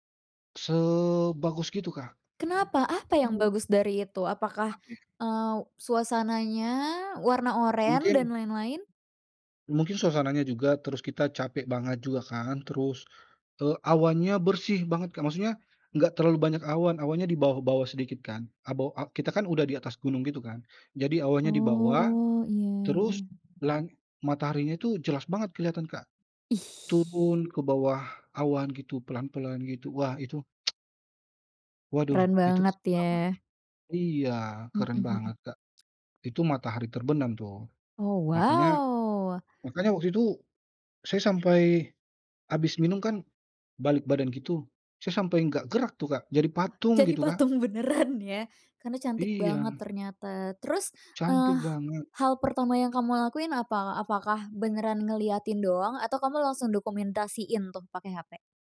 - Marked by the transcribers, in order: unintelligible speech; drawn out: "Oh"; other background noise; drawn out: "Ih"; tsk; unintelligible speech; drawn out: "wow"
- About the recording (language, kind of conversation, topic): Indonesian, podcast, Pengalaman melihat matahari terbit atau terbenam mana yang paling berkesan bagi kamu, dan apa alasannya?